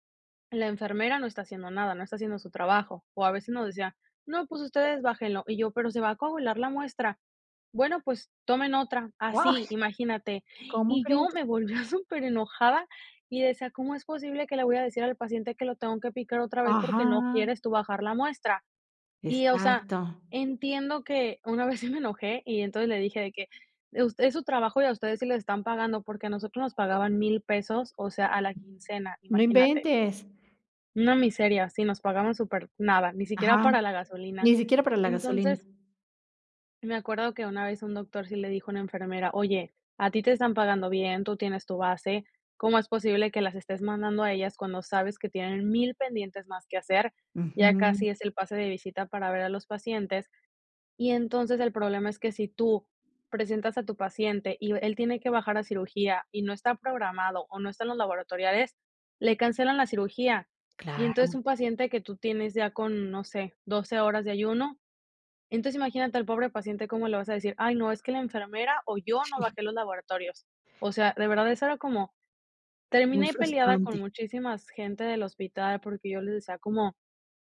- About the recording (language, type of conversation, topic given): Spanish, podcast, ¿Cómo reaccionas cuando alguien cruza tus límites?
- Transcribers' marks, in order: laughing while speaking: "superenojada"; laughing while speaking: "sí"; other background noise